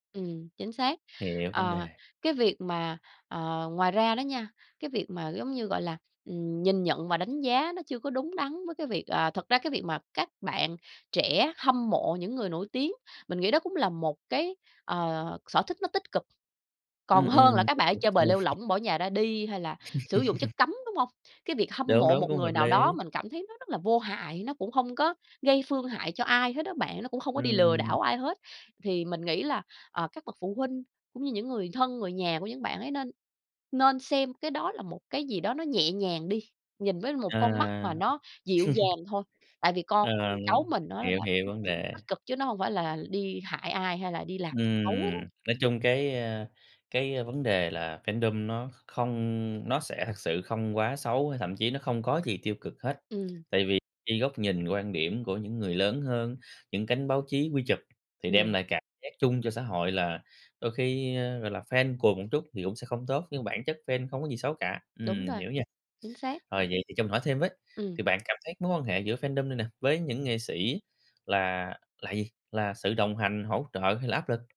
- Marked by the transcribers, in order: tapping; unintelligible speech; chuckle; chuckle; other background noise; in English: "fandom"; in English: "fandom"
- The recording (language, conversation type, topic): Vietnamese, podcast, Bạn cảm nhận fandom ảnh hưởng tới nghệ sĩ thế nào?